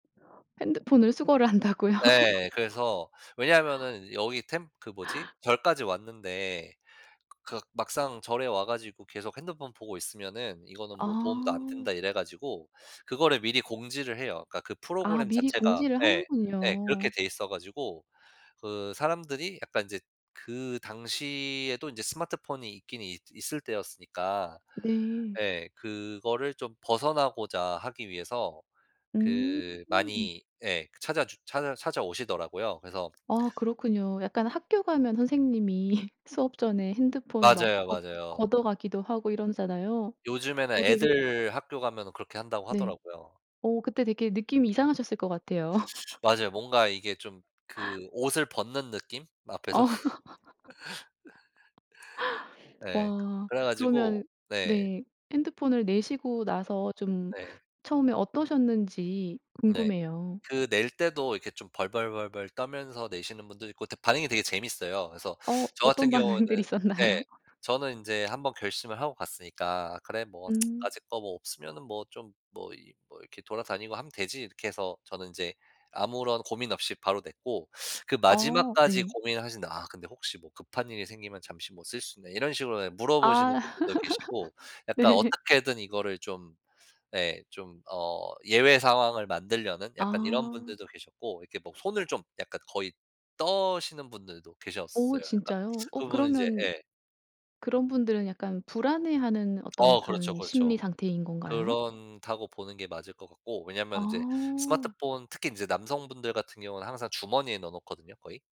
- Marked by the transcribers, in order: laughing while speaking: "한다고요?"; laugh; other background noise; tapping; laughing while speaking: "선생님이"; "이러잖아요" said as "이런잖아요"; laugh; laugh; laugh; laughing while speaking: "반응들이 있었나요?"; laugh; tsk; laugh; laughing while speaking: "네"; laugh
- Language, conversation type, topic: Korean, podcast, 스마트폰이 하루 동안 없어지면 어떻게 시간을 보내실 것 같나요?